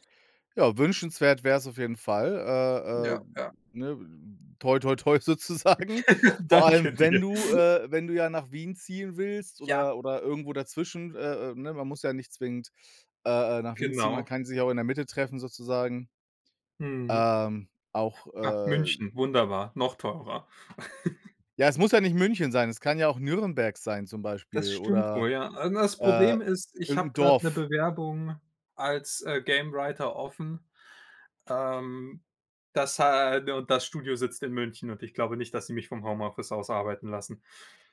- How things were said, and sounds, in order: laughing while speaking: "toi sozusagen"; laugh; laughing while speaking: "Danke dir"; other background noise; drawn out: "äh"; chuckle
- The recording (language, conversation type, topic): German, unstructured, Was möchtest du in zehn Jahren erreicht haben?